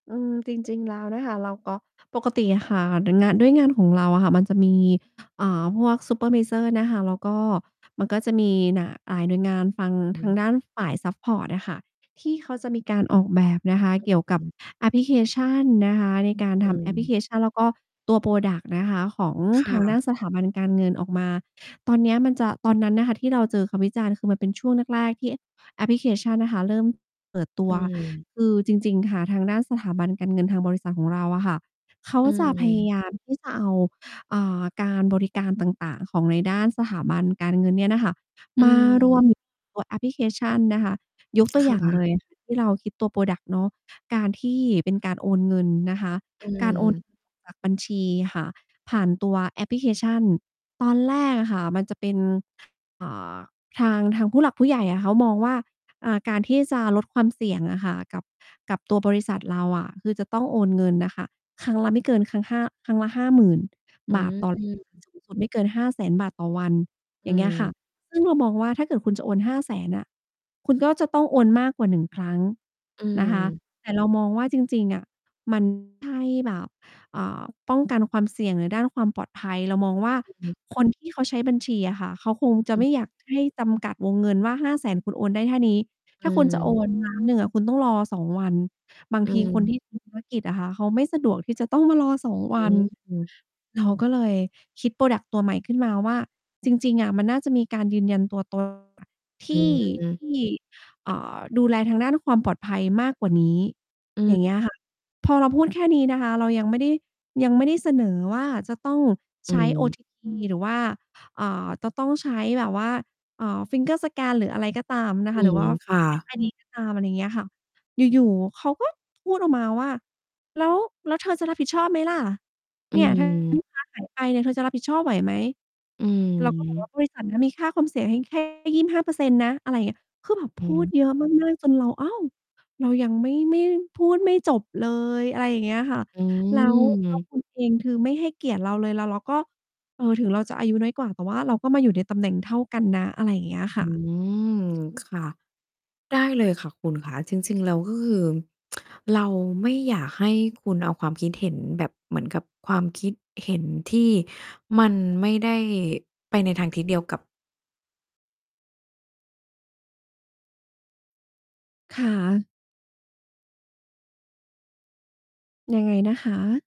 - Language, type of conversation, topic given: Thai, advice, ฉันควรรับมือกับความเครียดจากคำวิจารณ์หลังเปิดตัวสินค้าครั้งแรกอย่างไร?
- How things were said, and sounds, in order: tapping; distorted speech; unintelligible speech; in English: "พรอดักต์"; other background noise; in English: "พรอดักต์"; unintelligible speech; in English: "พรอดักต์"; in English: "finger scan"; unintelligible speech; tsk